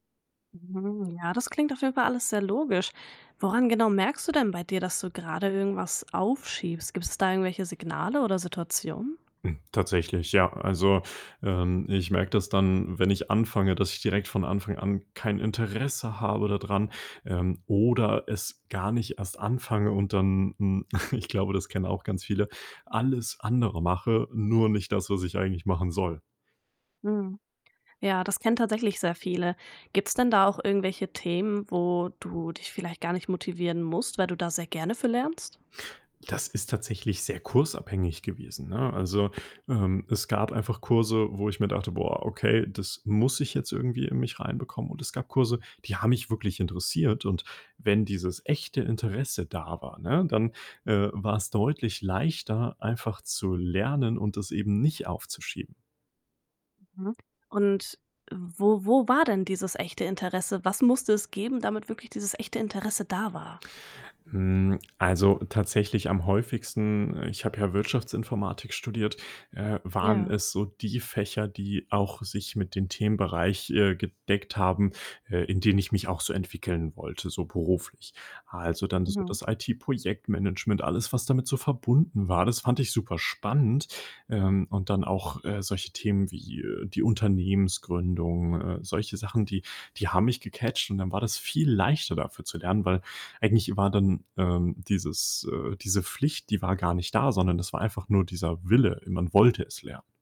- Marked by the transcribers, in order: distorted speech; other background noise; snort
- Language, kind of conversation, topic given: German, podcast, Was sind deine Tricks gegen Aufschieben beim Lernen?